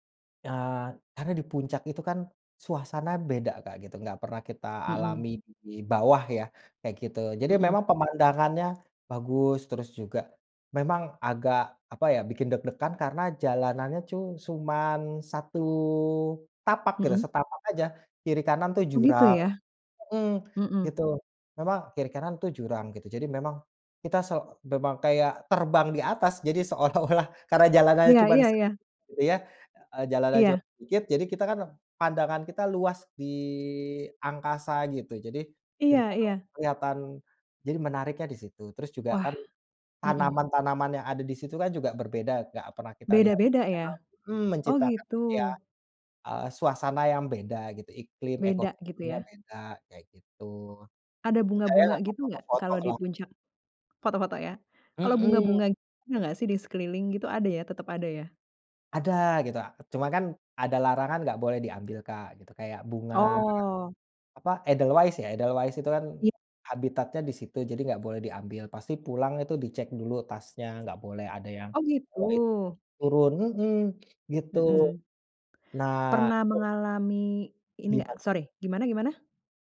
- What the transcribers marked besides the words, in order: laughing while speaking: "seolah-olah"
- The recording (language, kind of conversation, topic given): Indonesian, podcast, Ceritakan pengalaman paling berkesanmu saat berada di alam?